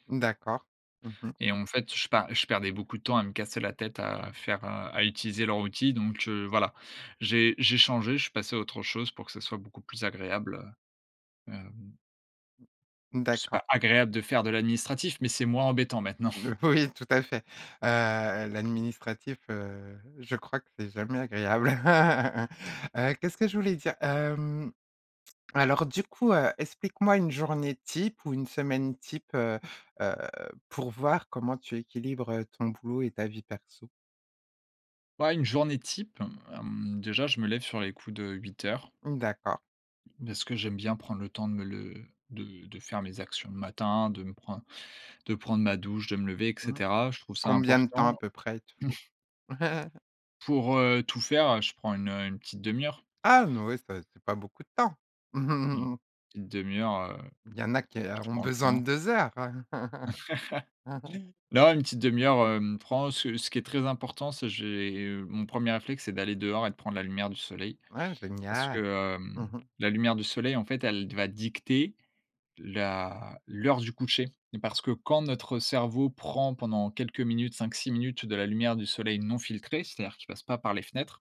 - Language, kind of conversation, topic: French, podcast, Comment trouves-tu l’équilibre entre le travail et la vie personnelle ?
- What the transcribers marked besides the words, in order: chuckle; chuckle; chuckle; chuckle; chuckle